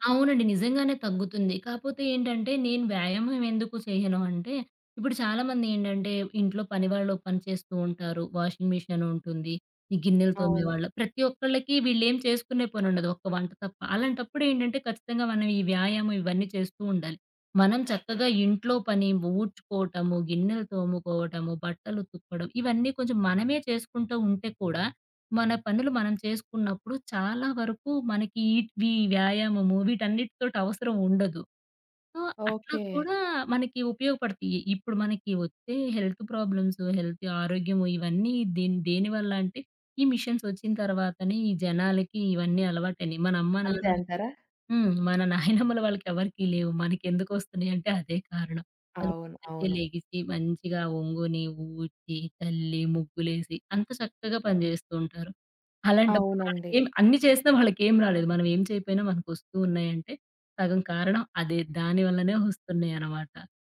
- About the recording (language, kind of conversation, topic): Telugu, podcast, ఉదయం ఎనర్జీ పెరగడానికి మీ సాధారణ అలవాట్లు ఏమిటి?
- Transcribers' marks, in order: in English: "వాషింగ్"; in English: "సో"; in English: "హెల్త్ ప్రాబ్లమ్స్, హెల్త్"; in English: "మిషన్స్"; other background noise; giggle